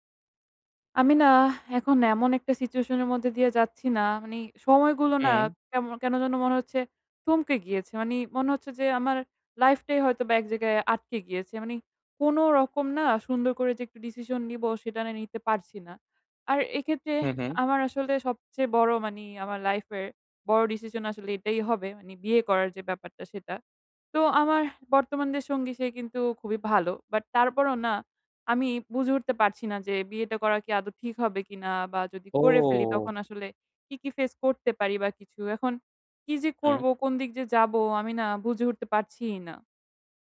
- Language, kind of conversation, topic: Bengali, advice, আপনি কি বর্তমান সঙ্গীর সঙ্গে বিয়ে করার সিদ্ধান্ত নেওয়ার আগে কোন কোন বিষয় বিবেচনা করবেন?
- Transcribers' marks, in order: exhale; "মানে" said as "মানি"; "মানে" said as "মানি"; "মানে" said as "মানি"; sad: "এক্ষেত্রে"; "মানে" said as "মানি"; in English: "decision"; "মানে" said as "মানি"; in English: "face"